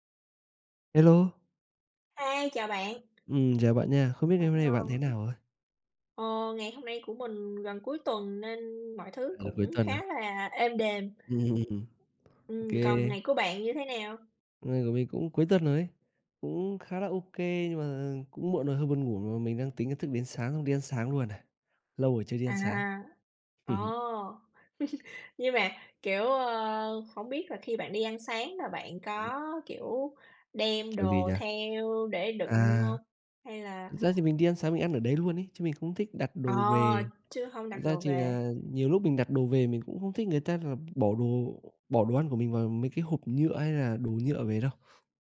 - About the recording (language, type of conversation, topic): Vietnamese, unstructured, Chúng ta nên làm gì để giảm rác thải nhựa hằng ngày?
- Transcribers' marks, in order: tapping; unintelligible speech; laughing while speaking: "Ừm"; laugh; other background noise